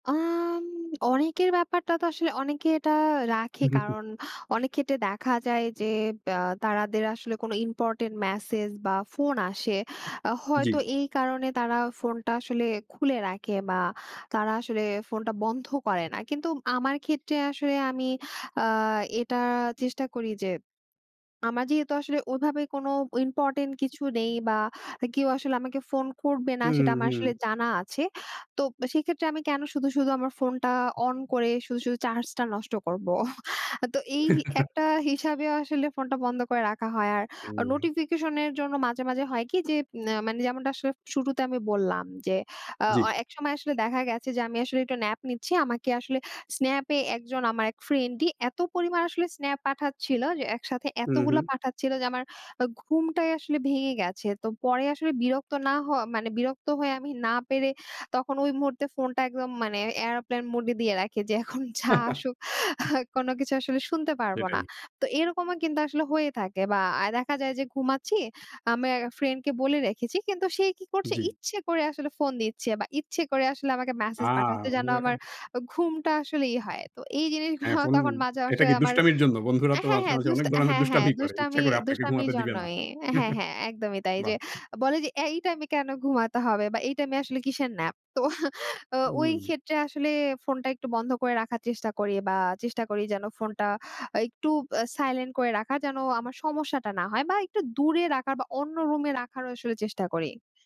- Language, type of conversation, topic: Bengali, podcast, শোবার আগে ফোনটা বন্ধ করা ভালো, নাকি চালু রাখাই ভালো?
- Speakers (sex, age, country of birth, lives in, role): female, 20-24, Bangladesh, Bangladesh, guest; male, 40-44, Bangladesh, Finland, host
- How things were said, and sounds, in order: other background noise; chuckle; horn; chuckle; tapping; laughing while speaking: "এখন যা আসুক"; chuckle; unintelligible speech; laughing while speaking: "দুষ্টামি করে। ইচ্ছা করে আপনাকে ঘুমাতে দিবে না"; chuckle; laughing while speaking: "তো"